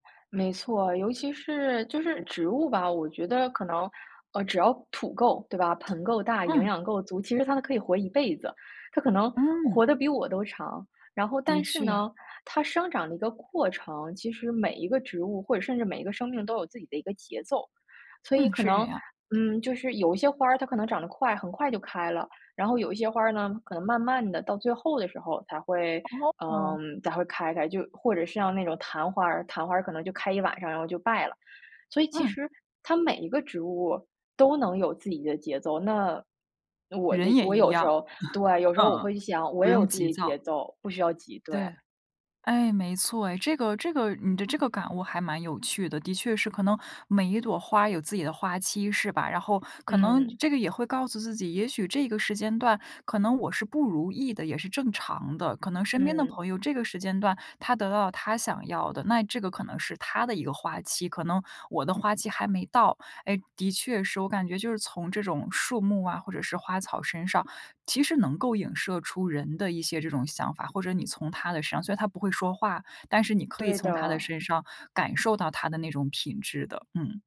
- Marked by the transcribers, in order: other background noise; laugh
- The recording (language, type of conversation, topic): Chinese, podcast, 你能从树木身上学到哪些关于坚持与成长的启发？